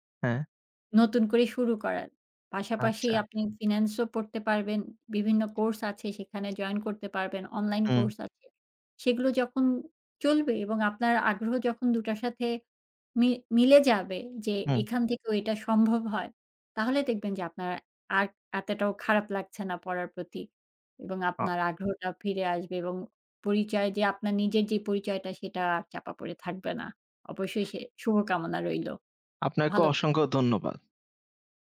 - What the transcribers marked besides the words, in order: other noise
- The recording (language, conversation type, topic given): Bengali, advice, পরিবারের প্রত্যাশা মানিয়ে চলতে গিয়ে কীভাবে আপনার নিজের পরিচয় চাপা পড়েছে?